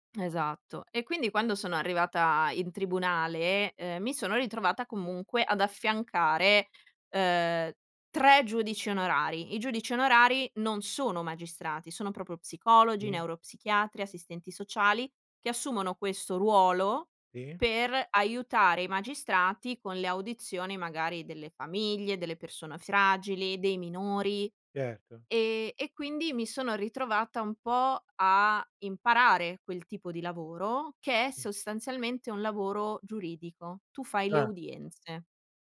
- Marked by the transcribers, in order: "proprio" said as "propo"; tapping
- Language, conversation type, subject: Italian, podcast, Ti capita di sentirti "a metà" tra due mondi? Com'è?